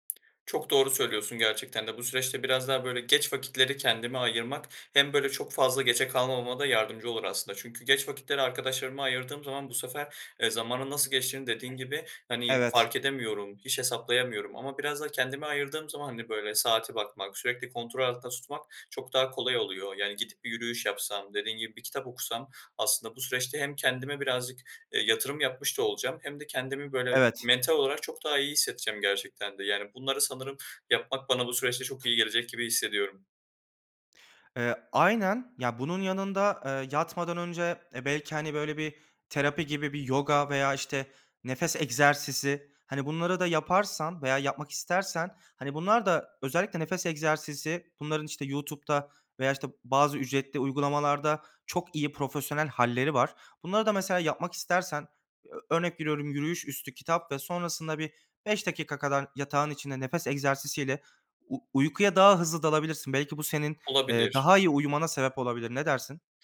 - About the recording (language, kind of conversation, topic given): Turkish, advice, Gece ekran kullanımı uykumu nasıl bozuyor ve bunu nasıl düzeltebilirim?
- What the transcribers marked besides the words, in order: other background noise